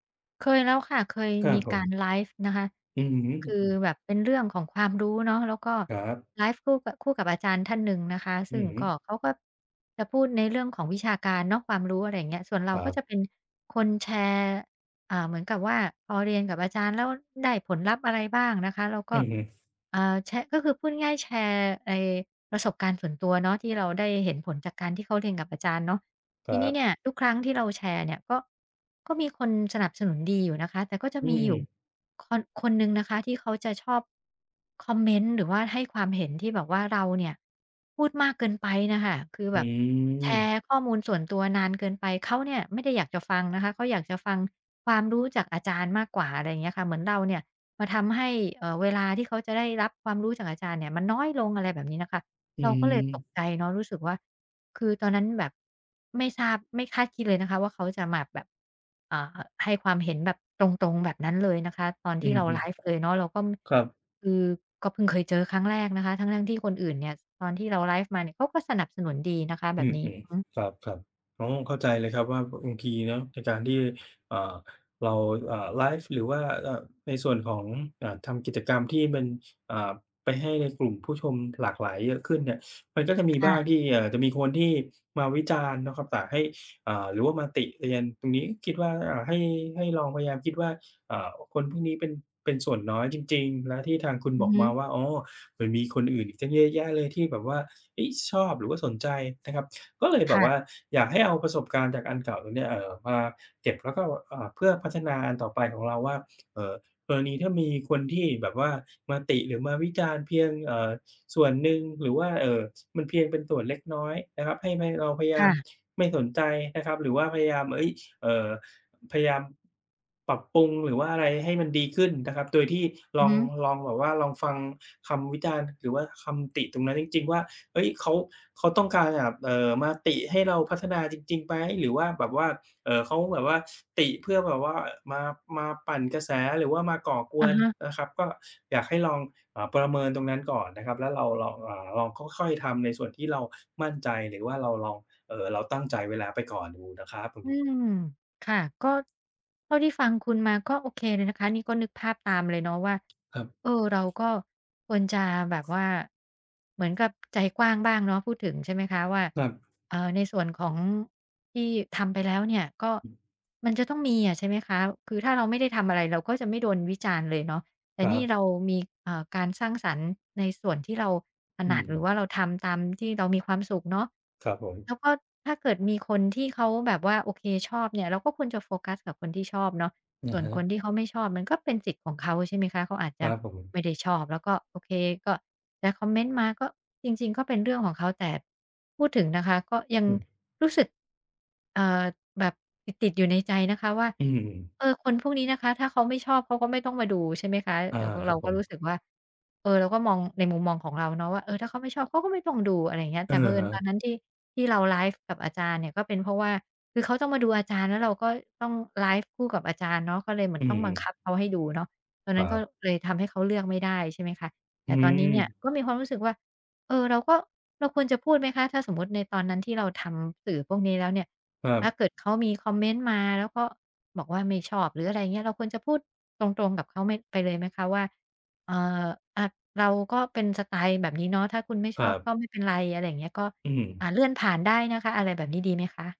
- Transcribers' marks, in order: other background noise; tapping; drawn out: "อืม"; "มา" said as "หมาบ"
- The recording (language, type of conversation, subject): Thai, advice, อยากทำงานสร้างสรรค์แต่กลัวถูกวิจารณ์